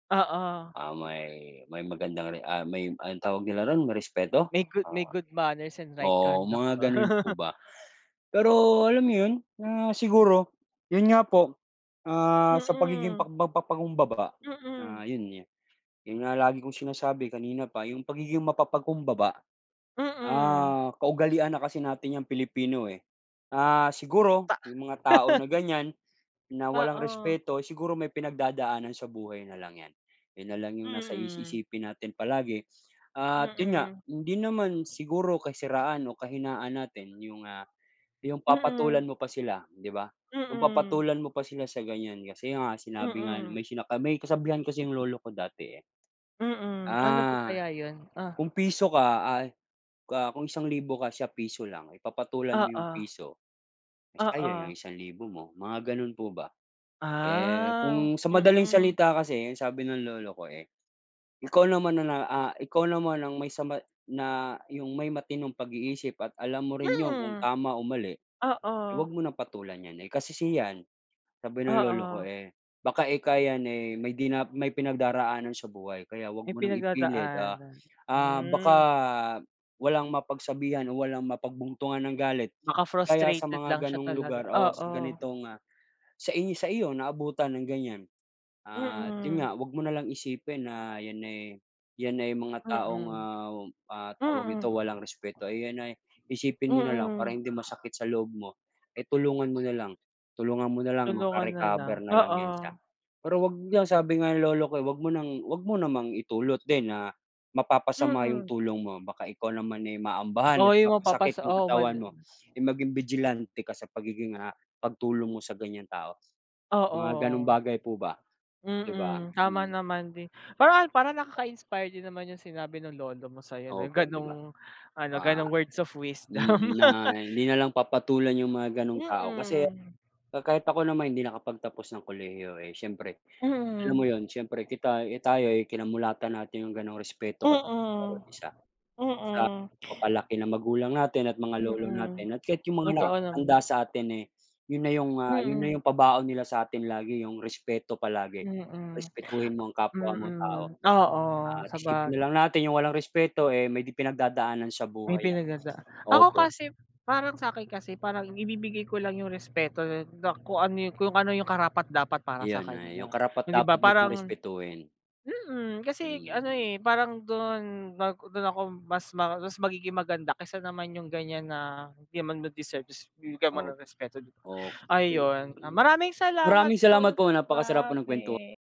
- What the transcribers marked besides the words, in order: other background noise; in English: "good manners and right conduct"; laugh; tapping; laugh; wind; other noise; laugh
- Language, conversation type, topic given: Filipino, unstructured, Ano ang iniisip mo kapag may taong walang respeto sa pampublikong lugar?